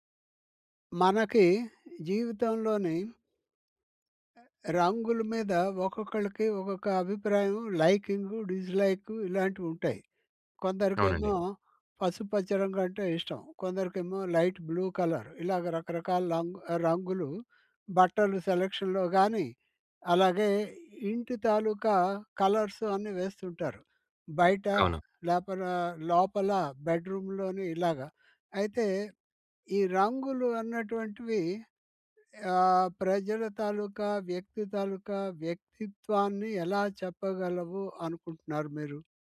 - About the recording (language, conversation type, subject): Telugu, podcast, రంగులు మీ వ్యక్తిత్వాన్ని ఎలా వెల్లడిస్తాయనుకుంటారు?
- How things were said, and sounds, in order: other background noise; tapping; in English: "లైట్ బ్లూ కలర్"; in English: "సెలక్షన్‌లో"; in English: "బెడ్‍రూమ్‍లోని"